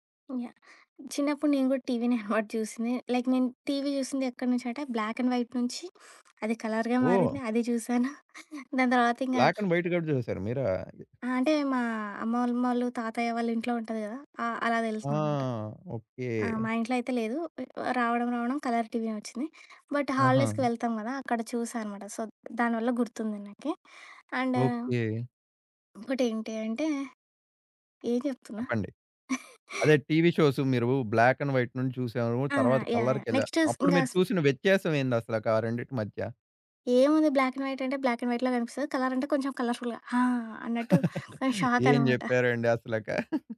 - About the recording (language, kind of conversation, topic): Telugu, podcast, స్ట్రీమింగ్ షోస్ టీవీని ఎలా మార్చాయి అనుకుంటారు?
- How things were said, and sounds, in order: in English: "హార్డ్"; in English: "లైక్"; in English: "బ్లాక్ అండ్ వైట్"; in English: "కలర్‌గా"; chuckle; in English: "బ్లాక్ అండ్ వైట్"; other background noise; in English: "కలర్"; in English: "బట్ హాలిడేస్‌కి"; in English: "సో"; chuckle; in English: "బ్లాక్ అండ్ వైట్"; in English: "కలర్‌కెళ్ళా"; in English: "బ్లాక్ అండ్ వైట్"; in English: "బ్లాక్ అండ్ వైట్‌లో"; in English: "కలర్"; in English: "కలర్ ఫుల్‌గా"; chuckle; in English: "షాక్"; chuckle